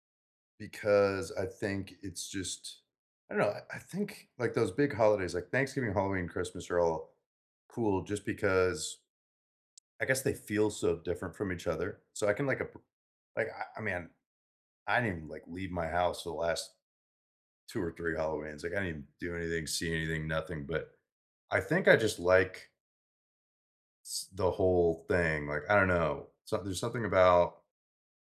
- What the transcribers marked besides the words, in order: none
- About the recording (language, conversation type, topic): English, unstructured, Which childhood tradition do you still follow today?
- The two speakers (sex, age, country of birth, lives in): female, 40-44, United States, United States; male, 25-29, United States, United States